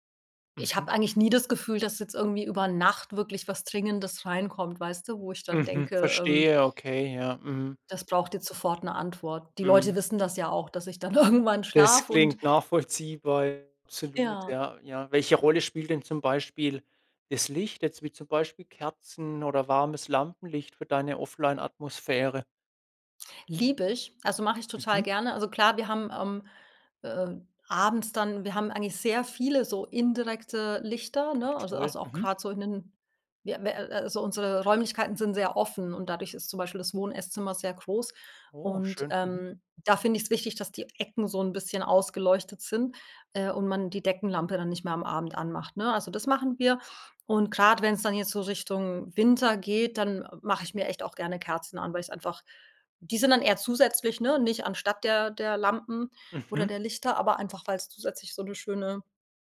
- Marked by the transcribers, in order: laughing while speaking: "irgendwann"; unintelligible speech
- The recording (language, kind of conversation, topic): German, podcast, Welche Routinen helfen dir, abends offline zu bleiben?